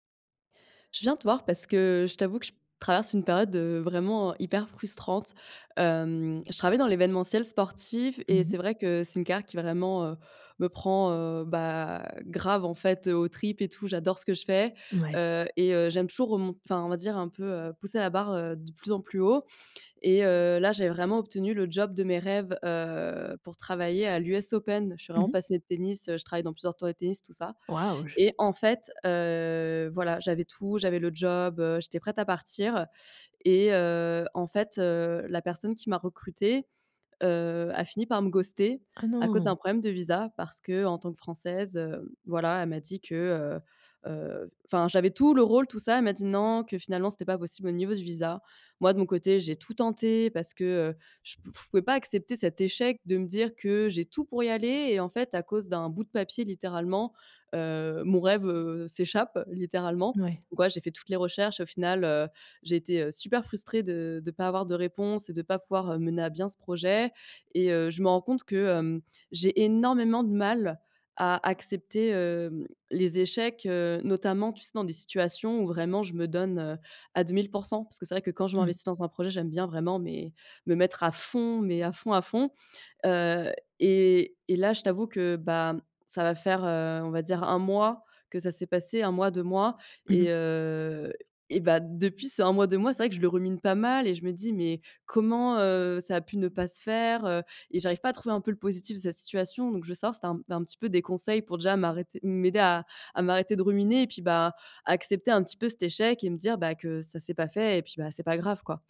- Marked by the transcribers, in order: tapping; stressed: "énormément"; stressed: "fond"; other background noise
- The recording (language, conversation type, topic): French, advice, Comment accepter l’échec sans se décourager et en tirer des leçons utiles ?